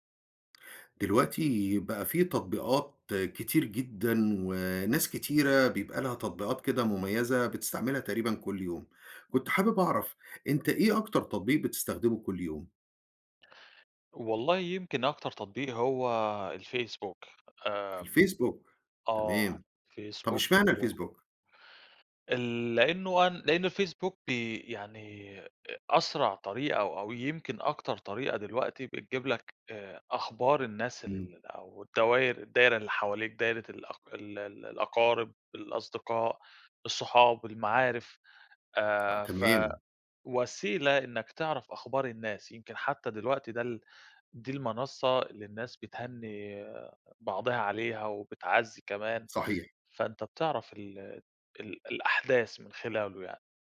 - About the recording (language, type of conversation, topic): Arabic, podcast, سؤال باللهجة المصرية عن أكتر تطبيق بيُستخدم يوميًا وسبب استخدامه
- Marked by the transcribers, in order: other background noise; tapping